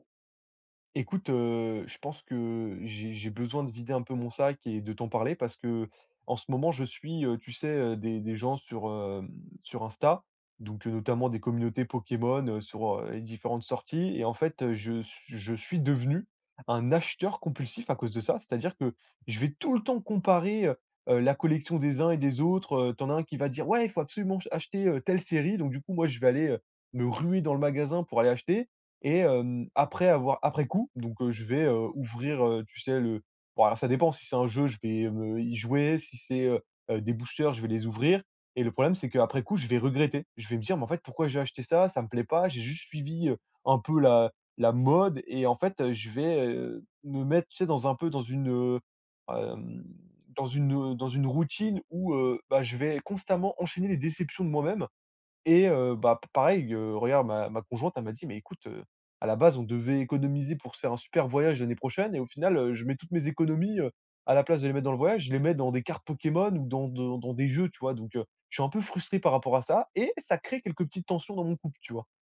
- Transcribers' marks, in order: other background noise; stressed: "devenu"; in English: "boosters"; stressed: "mode"
- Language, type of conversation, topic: French, advice, Comment puis-je arrêter de me comparer aux autres lorsque j’achète des vêtements et que je veux suivre la mode ?